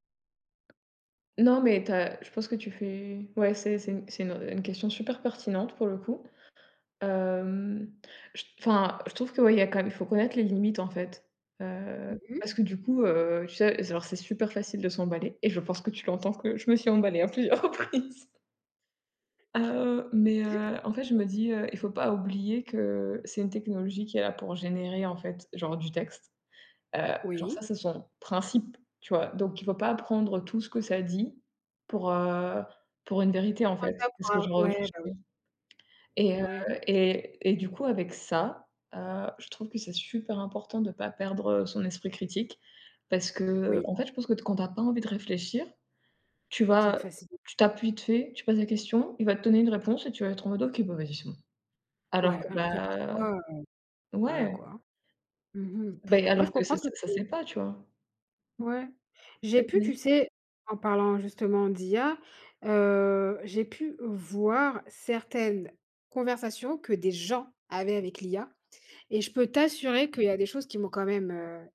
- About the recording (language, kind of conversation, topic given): French, unstructured, Comment les inventions influencent-elles notre quotidien ?
- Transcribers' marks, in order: drawn out: "hem"; laughing while speaking: "à plusieurs reprises"; other background noise; unintelligible speech; stressed: "principe"; tapping; stressed: "super"; other noise; unintelligible speech; stressed: "gens"